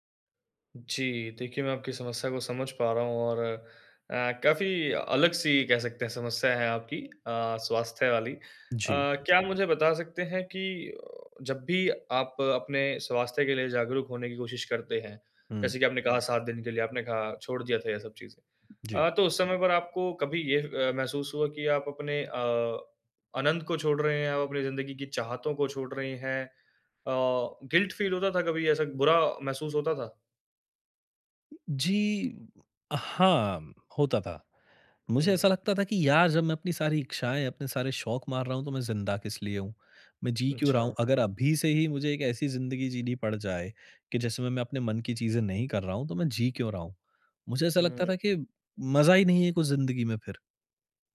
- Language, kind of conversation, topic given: Hindi, advice, स्वास्थ्य और आनंद के बीच संतुलन कैसे बनाया जाए?
- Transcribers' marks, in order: in English: "गिल्ट फ़ील"